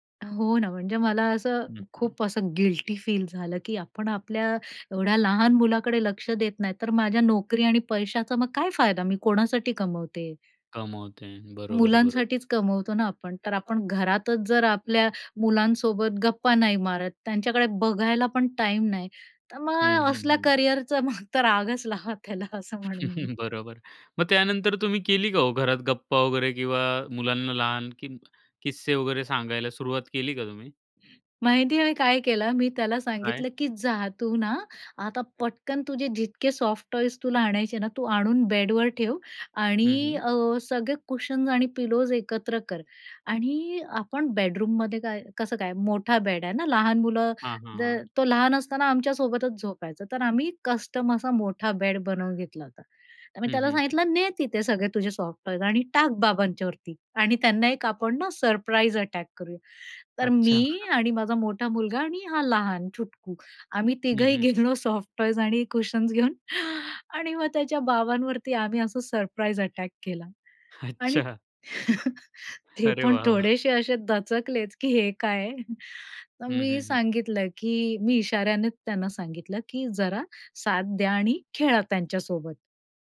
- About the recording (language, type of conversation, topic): Marathi, podcast, तुमच्या घरात किस्से आणि गप्पा साधारणपणे केव्हा रंगतात?
- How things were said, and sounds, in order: in English: "गिल्टीफील"; laughing while speaking: "मग तर, रागच लावा त्याला असं म्हणेन मी"; chuckle; laughing while speaking: "बरोबर"; other background noise; in English: "सॉफ्टटॉयज"; in English: "कुशन्स"; in English: "पिलोज"; in English: "कस्टम"; in English: "सॉफ्टटॉयज"; in English: "सरप्राईज अटॅक"; chuckle; in English: "सॉफ्टटॉयज"; in English: "कुशन्स"; laughing while speaking: "अच्छा"; in English: "सरप्राईज अटॅक"; laughing while speaking: "अरे वाह वाह!"; chuckle; laughing while speaking: "ते पण थोडेसे असे दचकलेच, की हे काय आहे"